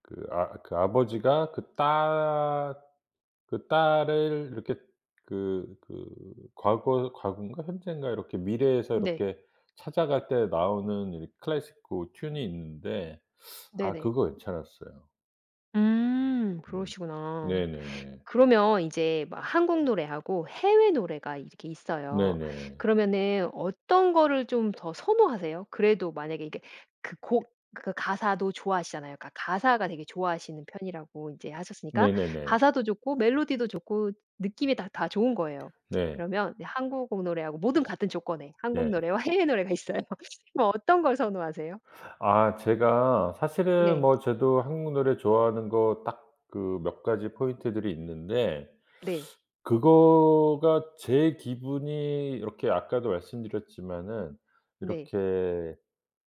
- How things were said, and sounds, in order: other background noise; tapping; laughing while speaking: "해외 노래가 있어요"
- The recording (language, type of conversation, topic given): Korean, podcast, 요즘 자주 듣는 노래가 뭐야?